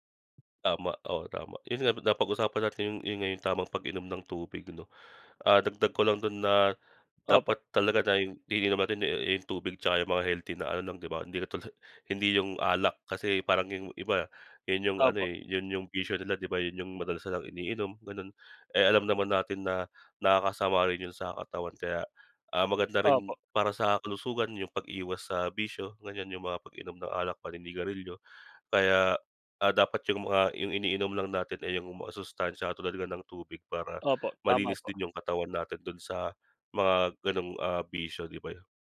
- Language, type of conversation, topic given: Filipino, unstructured, Ano ang ginagawa mo araw-araw para mapanatili ang kalusugan mo?
- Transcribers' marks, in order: none